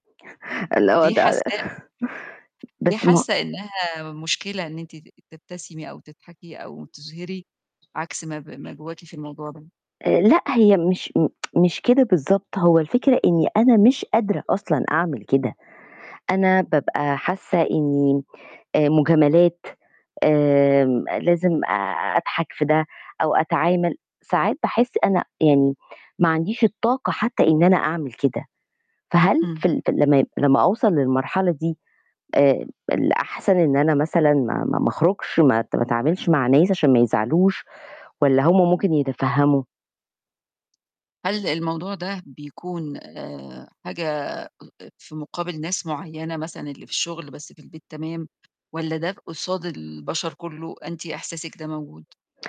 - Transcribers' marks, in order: unintelligible speech; distorted speech; tapping; other background noise; tsk
- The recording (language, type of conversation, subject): Arabic, advice, إزاي أبطل أتظاهر إني مبسوط/ة قدام الناس وأنا مش حاسس/ة بكده؟